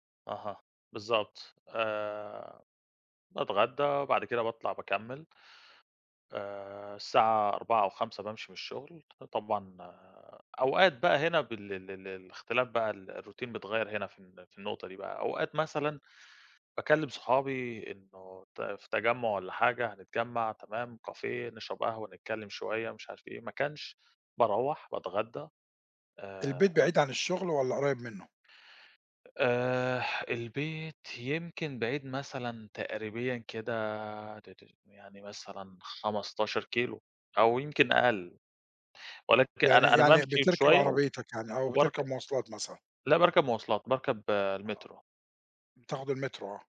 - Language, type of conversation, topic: Arabic, podcast, بتحكيلي عن يوم شغل عادي عندك؟
- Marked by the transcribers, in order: in English: "الروتين"; in English: "cafe"